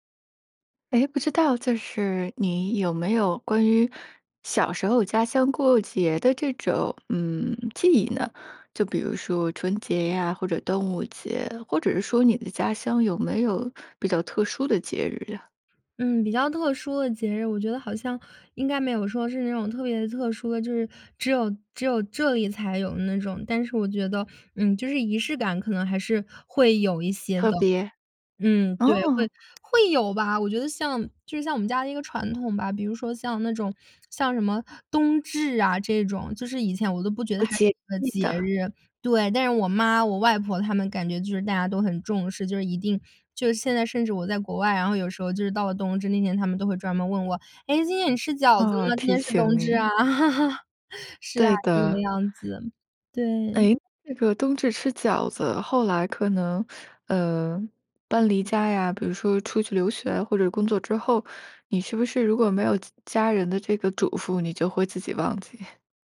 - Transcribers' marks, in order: laugh; chuckle
- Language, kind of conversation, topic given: Chinese, podcast, 你家乡有哪些与季节有关的习俗？